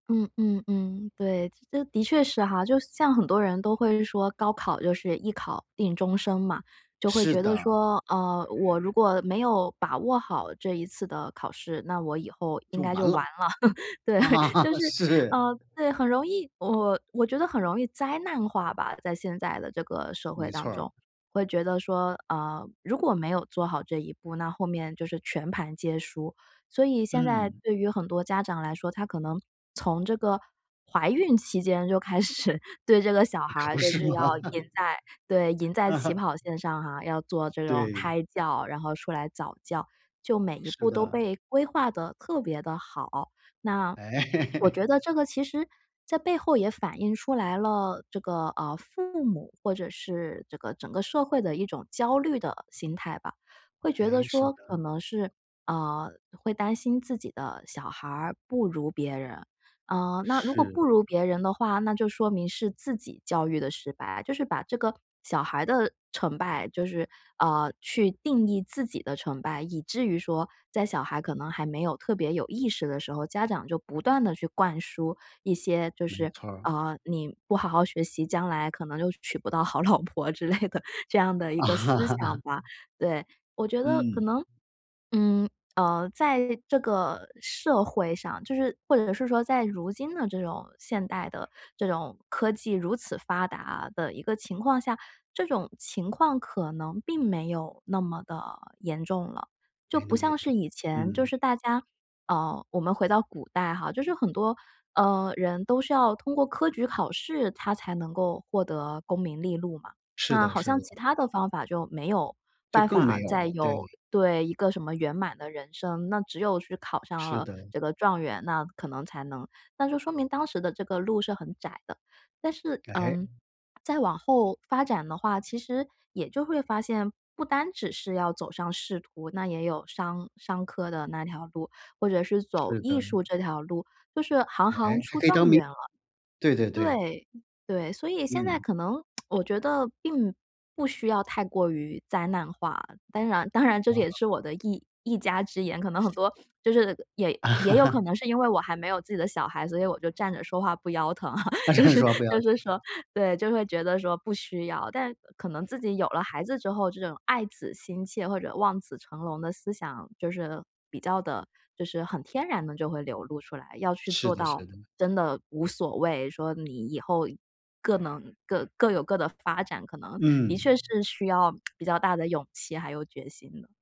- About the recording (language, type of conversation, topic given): Chinese, podcast, 如何在学业压力与心理健康之间取得平衡？
- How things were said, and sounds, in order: chuckle; laughing while speaking: "啊，是"; other background noise; laughing while speaking: "开始"; laughing while speaking: "嘛！"; chuckle; chuckle; laughing while speaking: "好老婆之类的"; laugh; lip smack; other noise; chuckle; laughing while speaking: "啊，就是 就是说"; laughing while speaking: "站着说话"; lip smack